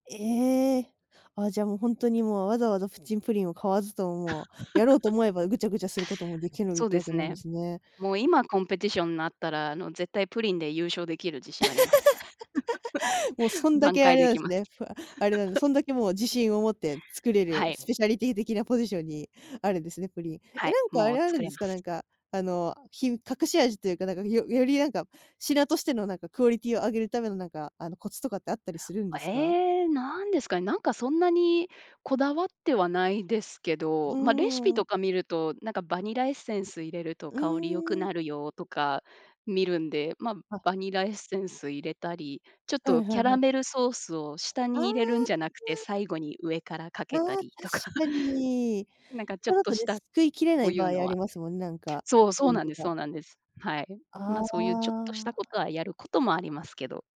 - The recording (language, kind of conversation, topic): Japanese, podcast, 初めて作った料理の思い出を聞かせていただけますか？
- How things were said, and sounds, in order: laugh; in English: "コンペティション"; laugh; laugh; chuckle